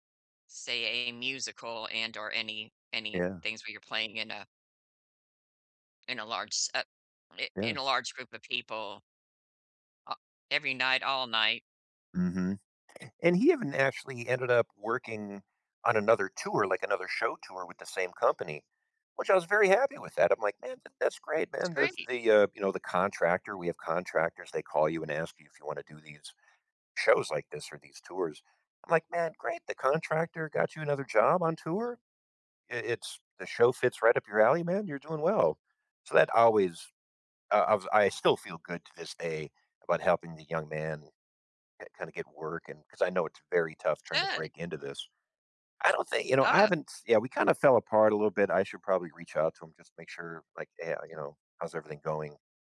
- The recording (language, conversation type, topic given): English, unstructured, When should I teach a friend a hobby versus letting them explore?
- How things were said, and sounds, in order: none